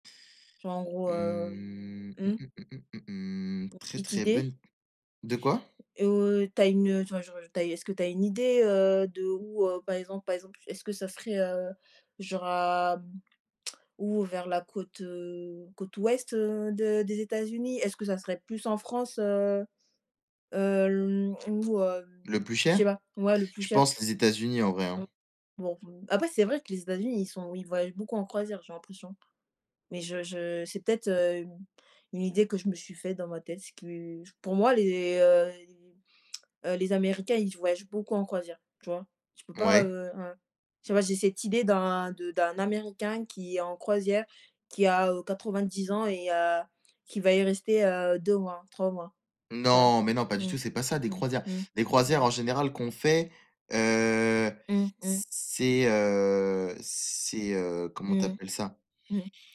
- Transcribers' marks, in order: drawn out: "Mmh"; singing: "mmh, mmh, mmh, mmh, mmh"; unintelligible speech; other background noise
- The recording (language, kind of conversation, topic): French, unstructured, Les voyages en croisière sont-ils plus luxueux que les séjours en auberge ?